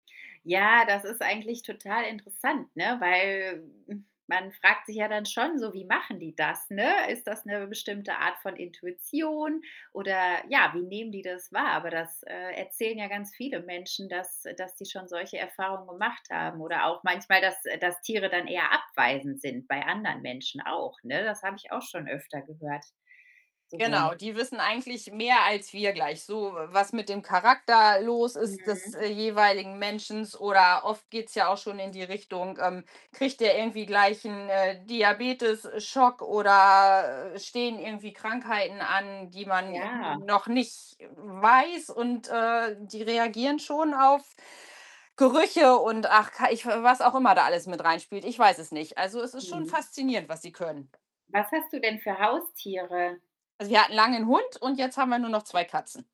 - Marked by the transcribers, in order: groan; other background noise; "Menschen" said as "menschens"; drawn out: "oder"; distorted speech; background speech; tapping
- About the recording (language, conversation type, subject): German, unstructured, Welche überraschenden Fähigkeiten können Haustiere haben?